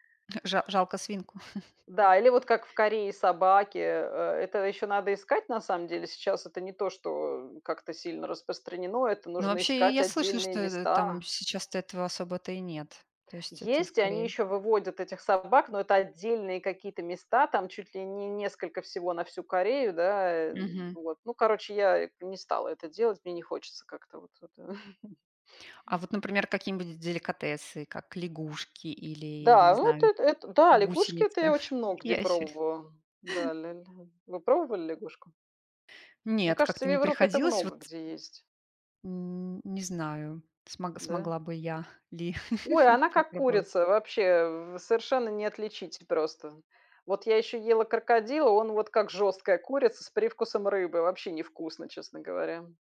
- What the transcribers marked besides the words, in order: chuckle; chuckle; chuckle; laughing while speaking: "ящери"; chuckle; chuckle
- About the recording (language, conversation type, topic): Russian, unstructured, Как лучше всего знакомиться с местной культурой во время путешествия?